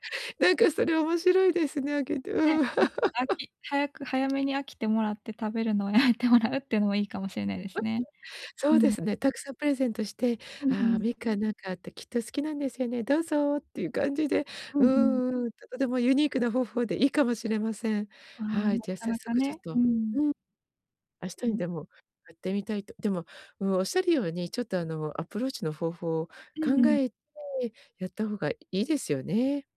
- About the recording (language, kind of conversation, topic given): Japanese, advice, 個性的な習慣をもっと受け入れられるようになるにはどうしたらいいですか？
- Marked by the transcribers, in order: laugh; laughing while speaking: "やめてもらう"; laugh